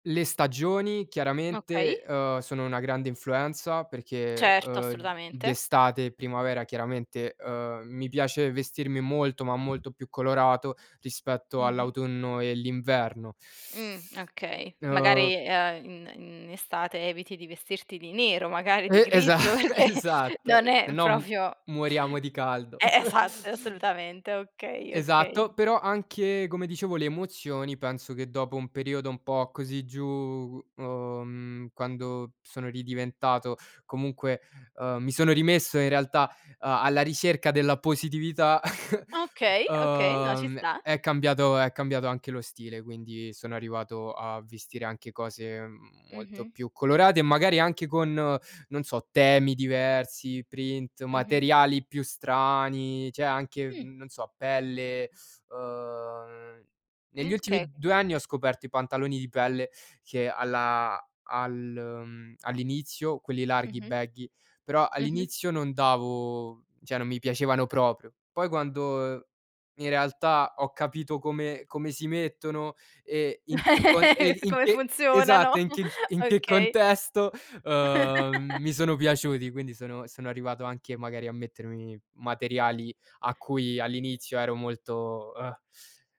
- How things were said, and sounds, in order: tapping; laughing while speaking: "esatto, esatto"; laughing while speaking: "perché"; "proprio" said as "propio"; chuckle; chuckle; in English: "print"; "okay" said as "kay"; in English: "baggy"; laugh; laughing while speaking: "Come funzionano"; laugh
- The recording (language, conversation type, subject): Italian, podcast, Come usi l’abbigliamento per sentirti più sicuro?